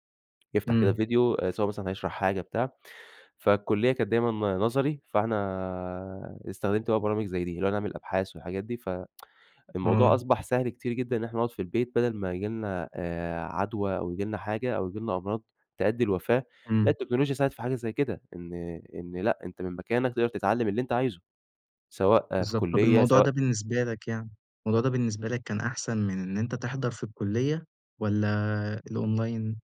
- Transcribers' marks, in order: tsk; in English: "الأونلاين؟"
- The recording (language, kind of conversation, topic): Arabic, podcast, ازاي التكنولوجيا ممكن تقرّب الناس لبعض بدل ما تبعّدهم؟